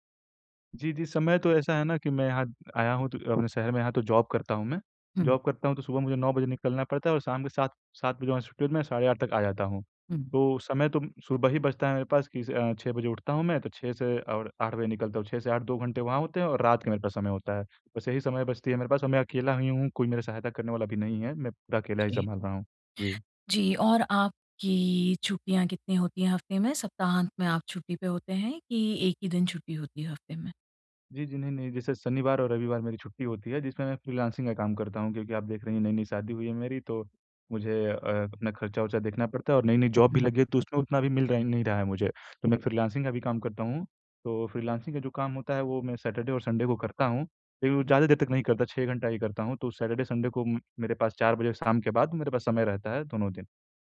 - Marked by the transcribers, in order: in English: "जॉब"; in English: "जॉब"; tapping; in English: "जॉब"; in English: "सैटरडे"; in English: "संडे"; other noise; in English: "सैटरडे संडे"
- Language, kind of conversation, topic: Hindi, advice, मैं अपने घर की अनावश्यक चीज़ें कैसे कम करूँ?